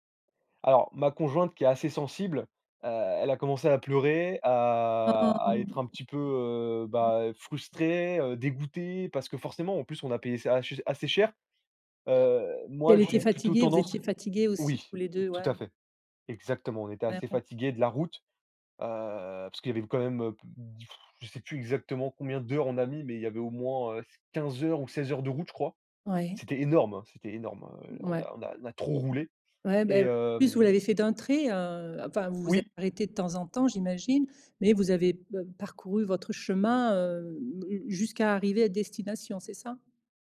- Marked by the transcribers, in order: drawn out: "à"; other noise; "assez" said as "achez"; other background noise; blowing
- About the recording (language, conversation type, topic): French, podcast, Peux-tu raconter un pépin de voyage dont tu rigoles encore ?